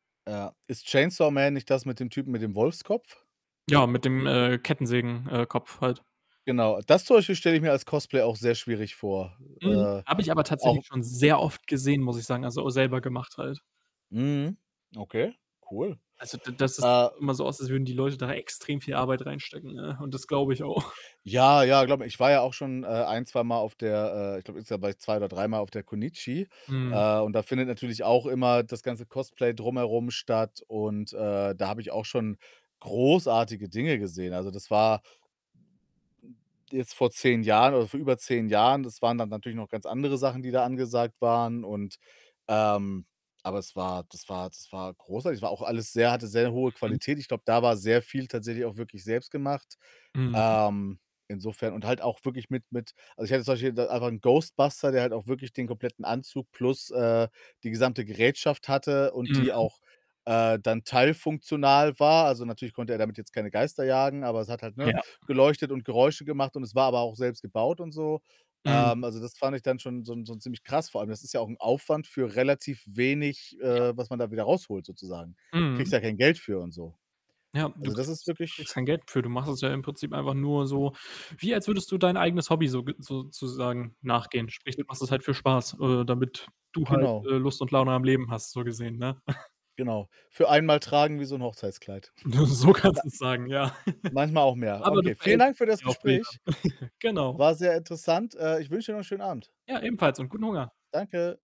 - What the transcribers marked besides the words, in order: static; stressed: "sehr"; distorted speech; laughing while speaking: "auch"; stressed: "großartige"; other background noise; tapping; chuckle; laughing while speaking: "So kannst du's sagen, ja"; chuckle; laugh; chuckle
- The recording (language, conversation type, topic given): German, unstructured, Was bedeutet dir dein Hobby persönlich?